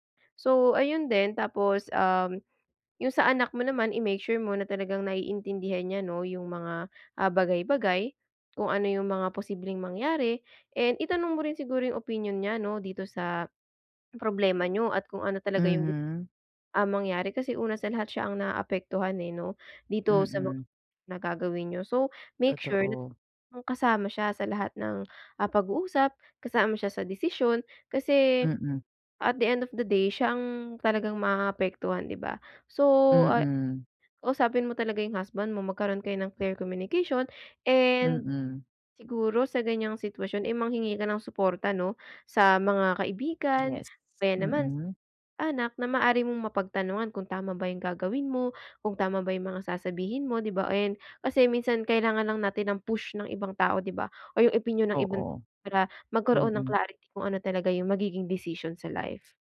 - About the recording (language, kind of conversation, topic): Filipino, advice, Paano kami makakahanap ng kompromiso sa pagpapalaki ng anak?
- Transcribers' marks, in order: tapping; swallow; other background noise